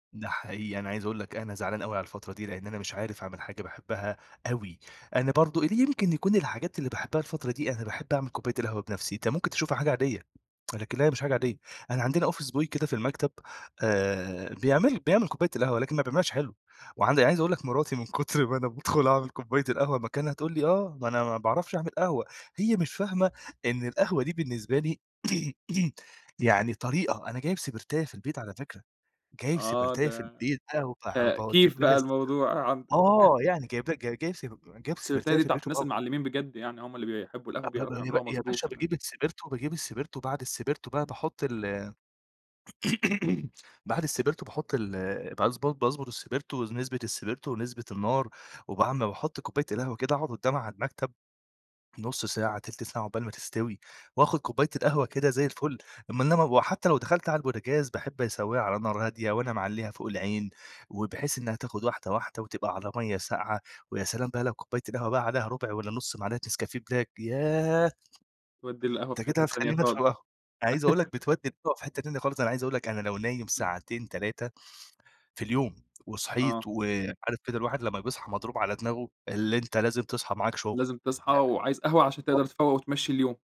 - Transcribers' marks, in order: in English: "office boy"; laughing while speaking: "كُتر ما أنا بادخل أعمل كوباية القهوة"; throat clearing; laugh; throat clearing; tapping; laugh; unintelligible speech; unintelligible speech
- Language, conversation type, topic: Arabic, podcast, إيه أبسط نصيحة ممكن تدهالنا عشان نرجّع الهواية تاني بعد ما بطّلناها فترة؟